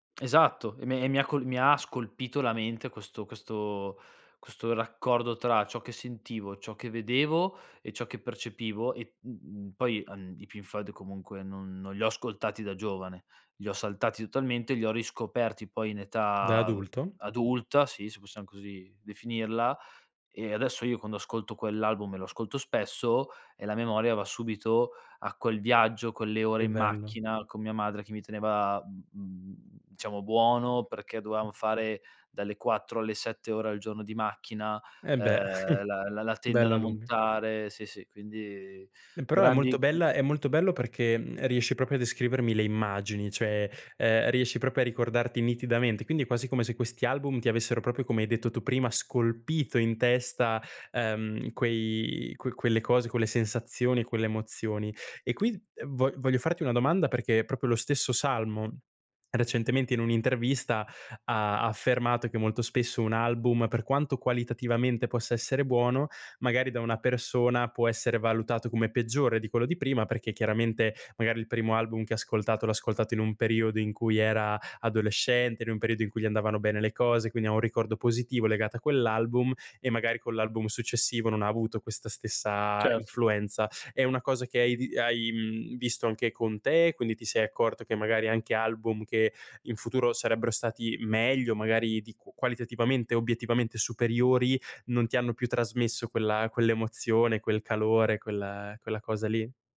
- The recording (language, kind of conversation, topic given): Italian, podcast, Quale album definisce un periodo della tua vita?
- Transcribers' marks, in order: tapping; chuckle; unintelligible speech; "proprio" said as "propio"; "cioè" said as "ceh"; "proprio" said as "propio"; "proprio" said as "propio"